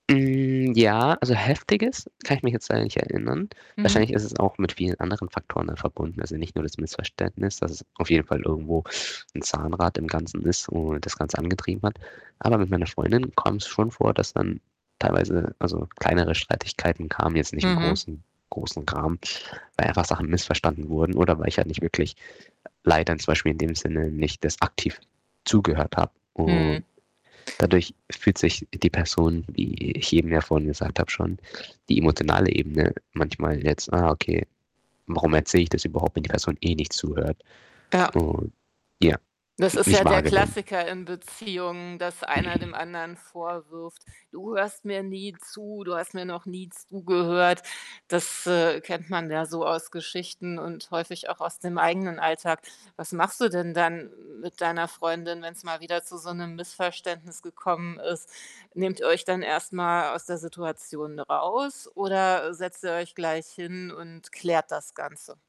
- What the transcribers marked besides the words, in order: distorted speech; other background noise; tapping; giggle; put-on voice: "Du hörst mir nie zu, du hast mir noch nie zugehört"
- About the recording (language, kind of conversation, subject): German, podcast, Wie kann aktives Zuhören helfen, Missverständnisse zu vermeiden?